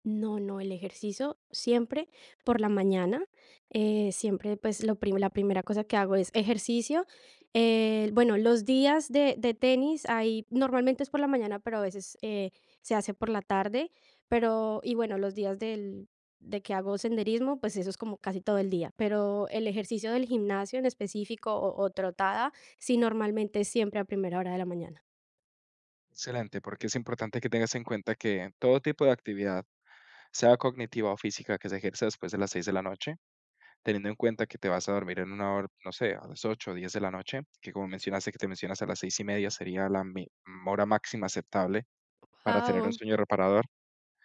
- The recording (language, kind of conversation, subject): Spanish, advice, ¿Cómo puedo manejar la sensación de estar estancado y no ver resultados a pesar del esfuerzo?
- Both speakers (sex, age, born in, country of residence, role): female, 20-24, Colombia, Italy, user; male, 20-24, Colombia, Portugal, advisor
- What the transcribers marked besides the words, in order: none